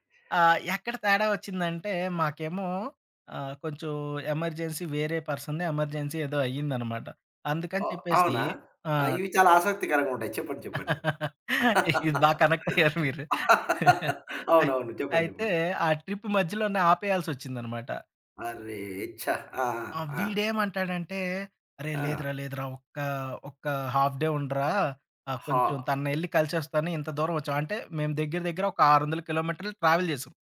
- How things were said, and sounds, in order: in English: "ఎమర్జెన్సీ"; in English: "పర్సన్‌ని ఎమర్జెన్సీ"; chuckle; laugh; giggle; other background noise; in English: "ట్రిప్"; in English: "హాఫ్ డే"; in English: "ట్రావెల్"
- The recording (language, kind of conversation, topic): Telugu, podcast, మధ్యలో విభేదాలున్నప్పుడు నమ్మకం నిలబెట్టుకోవడానికి మొదటి అడుగు ఏమిటి?